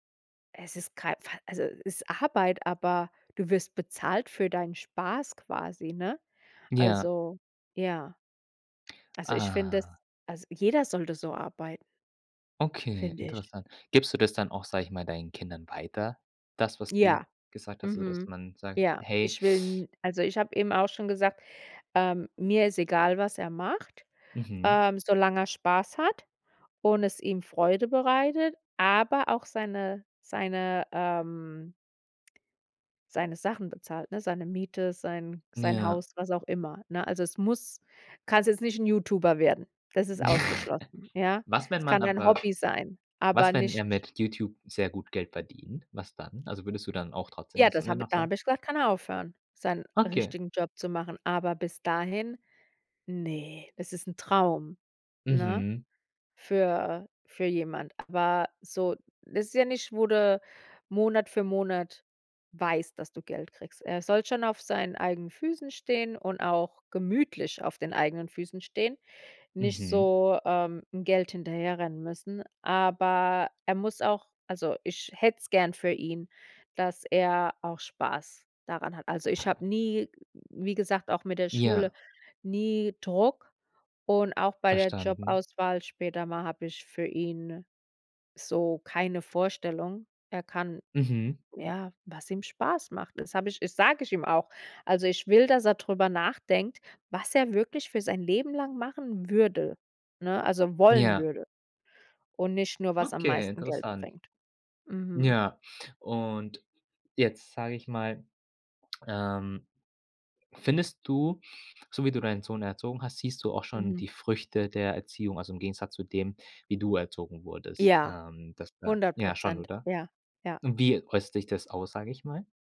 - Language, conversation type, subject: German, podcast, Was bedeutet Erfolg für dich persönlich heute wirklich?
- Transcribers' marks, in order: other background noise; stressed: "aber"; chuckle; stressed: "gemütlich"; stressed: "würde"; drawn out: "und"; "äußert" said as "äußt"